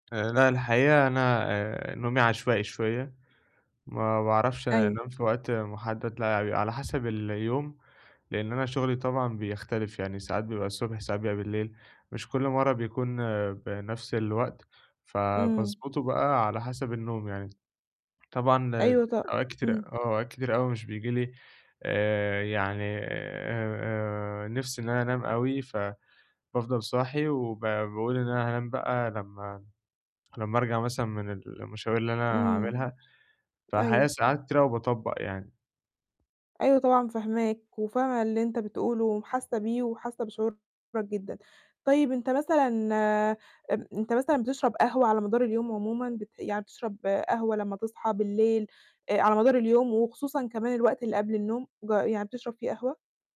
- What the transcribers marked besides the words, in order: distorted speech
- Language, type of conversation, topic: Arabic, advice, إزاي أعمل روتين مسائي يخلّيني أنام بهدوء؟